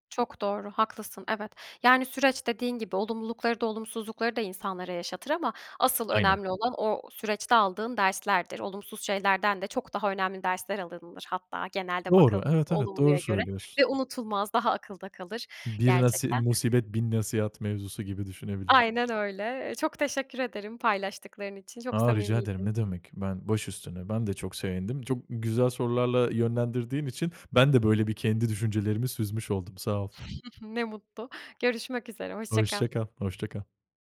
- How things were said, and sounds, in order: chuckle
- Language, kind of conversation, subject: Turkish, podcast, Kendini riske soktuğun ama pişman olmadığın bir anını paylaşır mısın?